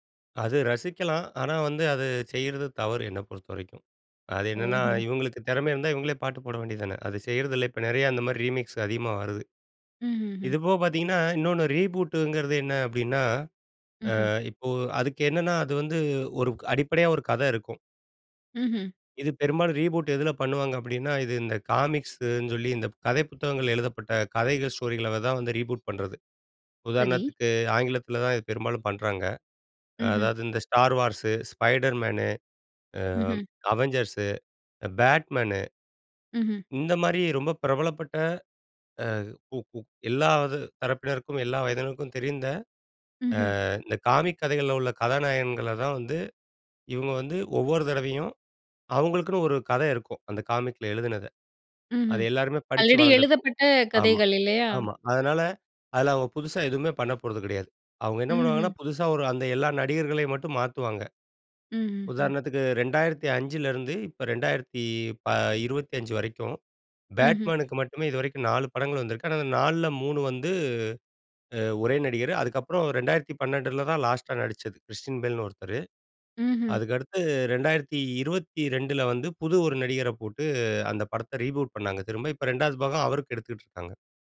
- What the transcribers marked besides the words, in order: in English: "ரீமிக்ஸ்"; in English: "ரீபூட்ங்கிறது"; in English: "ரீபூட்"; in English: "ரீபூட்"; "எல்லா" said as "எல்லாவது"; other background noise; in English: "ரீபூட்"
- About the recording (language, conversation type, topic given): Tamil, podcast, புதிய மறுஉருவாக்கம் அல்லது மறுதொடக்கம் பார்ப்போதெல்லாம் உங்களுக்கு என்ன உணர்வு ஏற்படுகிறது?